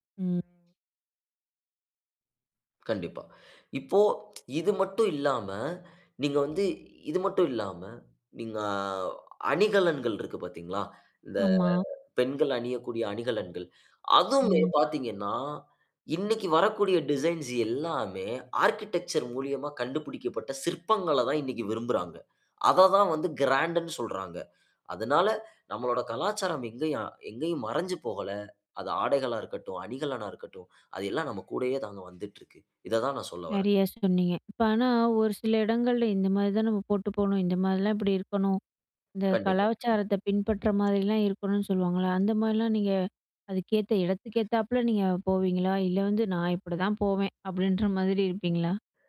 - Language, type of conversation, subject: Tamil, podcast, தங்கள் பாரம்பரிய உடைகளை நீங்கள் எப்படிப் பருவத்துக்கும் சந்தர்ப்பத்துக்கும் ஏற்றபடி அணிகிறீர்கள்?
- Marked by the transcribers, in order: drawn out: "இந்த"; in English: "ஆர்க்கிடெக்சர்"; in English: "கிராண்டு"; other noise; other background noise; tapping